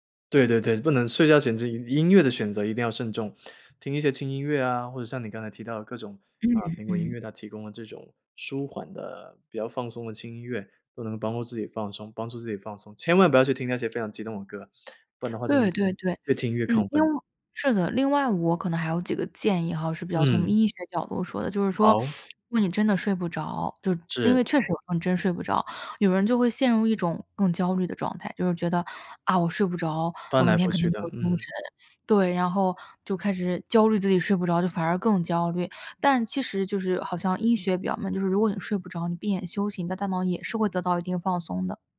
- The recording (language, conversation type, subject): Chinese, podcast, 睡眠不好时你通常怎么办？
- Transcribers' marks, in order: none